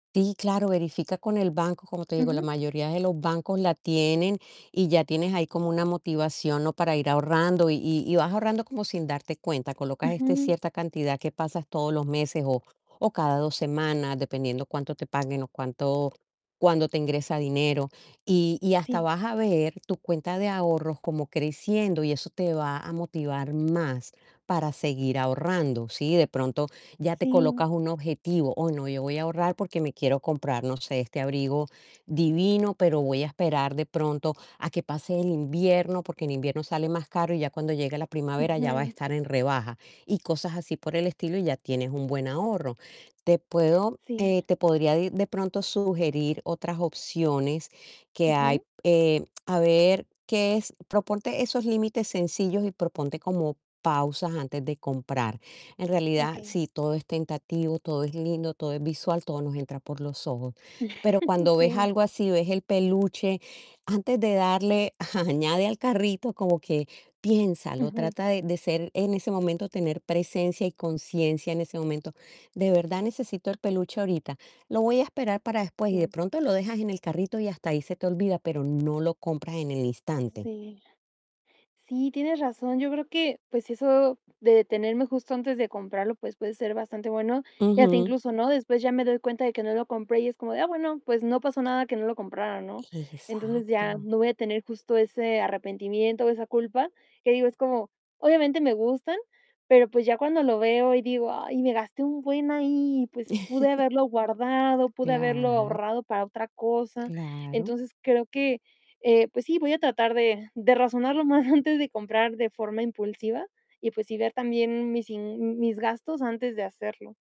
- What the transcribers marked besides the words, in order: distorted speech; tapping; chuckle; laughing while speaking: "añade al carrito"; static; chuckle; laughing while speaking: "lo más antes de"
- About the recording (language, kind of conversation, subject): Spanish, advice, ¿Cómo te afectan las compras impulsivas en línea que te generan culpa al final del mes?